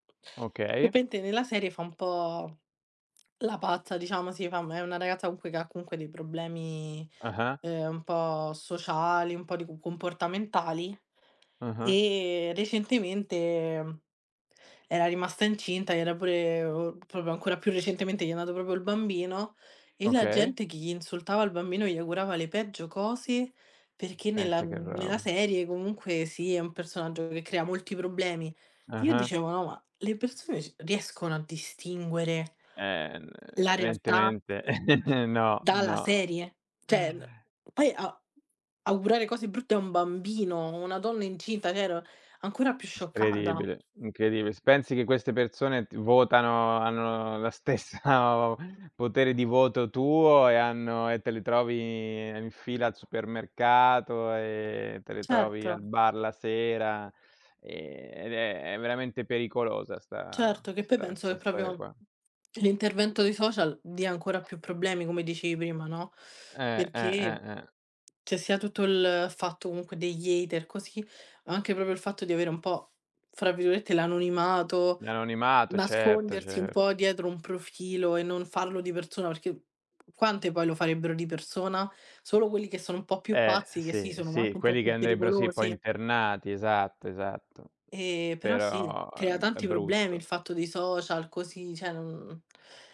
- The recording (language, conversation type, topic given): Italian, unstructured, Come reagisci quando un cantante famoso fa dichiarazioni controverse?
- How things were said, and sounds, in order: tapping; "proprio" said as "propio"; "proprio" said as "propio"; "evidentemente" said as "eventemente"; other background noise; chuckle; "Cioè" said as "ceh"; "cioè" said as "ceh"; laughing while speaking: "stessa"; "proprio" said as "propio"; in English: "hater"; "proprio" said as "propio"; "cioè" said as "ceh"